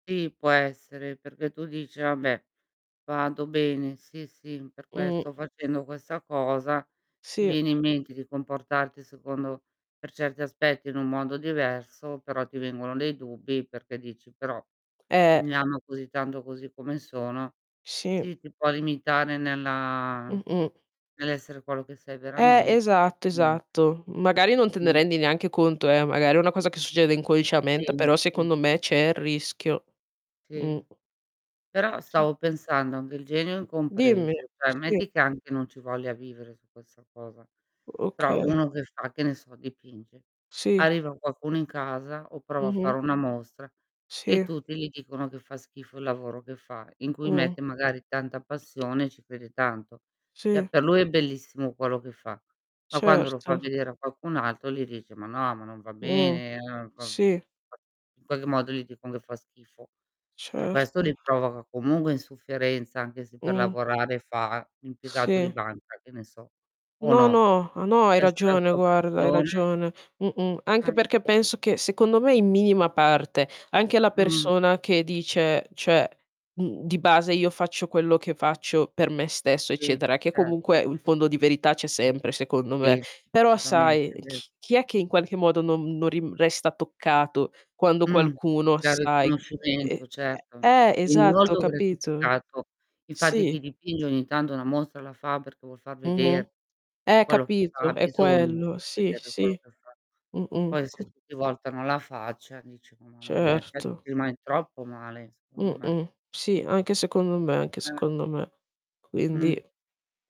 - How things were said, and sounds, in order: tapping; unintelligible speech; distorted speech; other background noise; "cioè" said as "ceh"; "Cioè" said as "ceh"; unintelligible speech; "Cioè" said as "ceh"; "insofferenza" said as "insufferenza"; unintelligible speech; "Cioè" said as "ceh"; "Assolutamente" said as "solutamente"; "Cioè" said as "ceh"
- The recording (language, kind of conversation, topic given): Italian, unstructured, Preferiresti essere un genio incompreso o una persona comune amata da tutti?
- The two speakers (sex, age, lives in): female, 20-24, Italy; female, 55-59, Italy